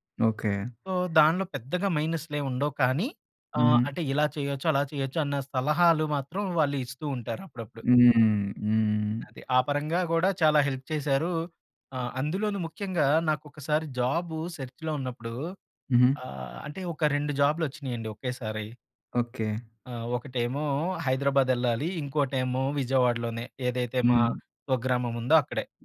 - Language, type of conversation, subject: Telugu, podcast, ఒంటరిగా ముందుగా ఆలోచించి, తర్వాత జట్టుతో పంచుకోవడం మీకు సబబా?
- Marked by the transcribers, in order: in English: "సో"; other background noise; in English: "హెల్ప్"; in English: "సెర్చ్‌లో"